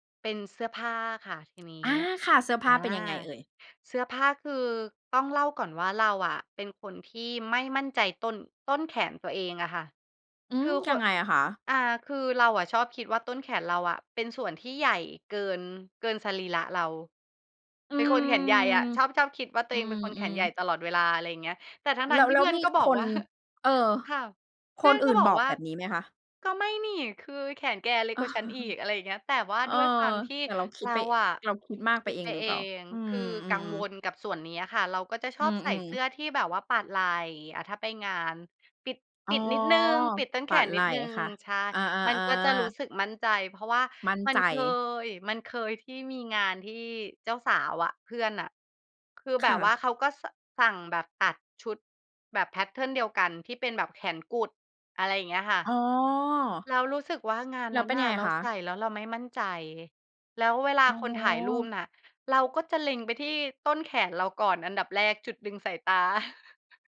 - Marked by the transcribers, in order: tapping; chuckle; laughing while speaking: "อ้อ"; chuckle; chuckle
- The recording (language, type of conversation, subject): Thai, podcast, คุณมีวิธีแต่งตัวยังไงในวันที่อยากมั่นใจ?